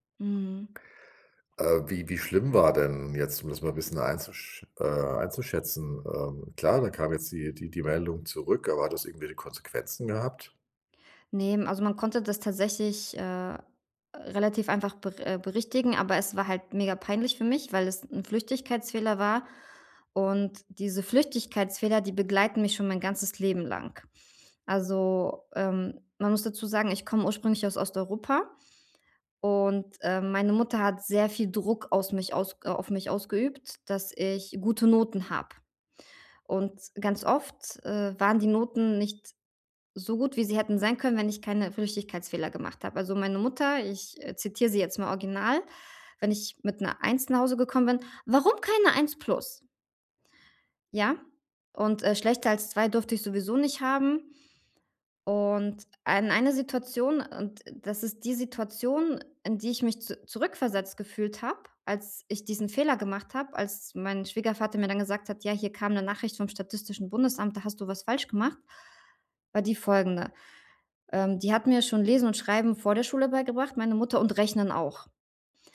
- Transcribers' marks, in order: put-on voice: "Warum keine eins plus?"
- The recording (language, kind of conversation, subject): German, advice, Wie kann ich nach einem Fehler freundlicher mit mir selbst umgehen?